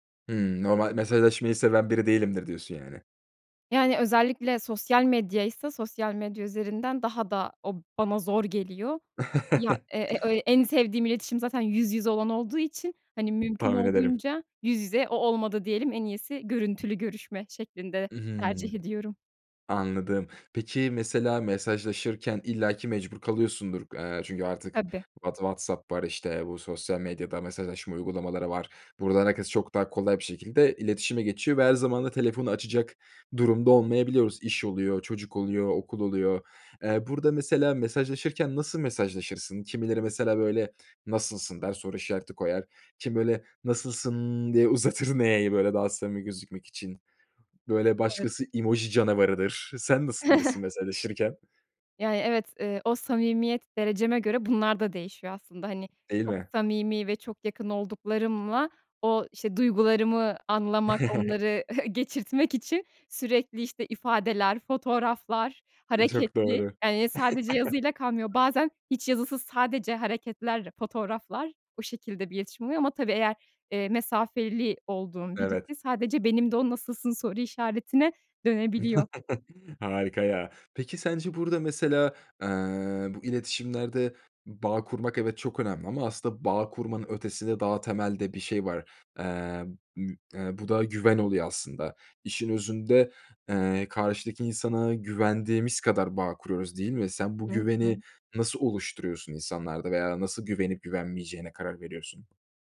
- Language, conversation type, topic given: Turkish, podcast, İnsanlarla bağ kurmak için hangi adımları önerirsin?
- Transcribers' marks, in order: chuckle; other background noise; drawn out: "nasılsın"; chuckle; tapping; chuckle